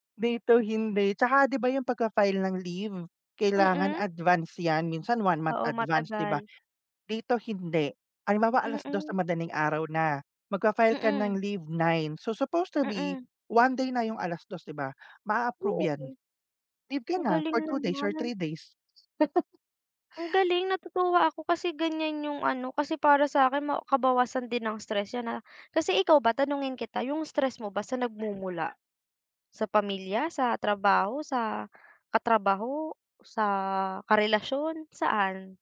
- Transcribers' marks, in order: chuckle
- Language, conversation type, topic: Filipino, unstructured, Ano ang ginagawa mo kapag nakakaramdam ka ng matinding pagkapagod o pag-aalala?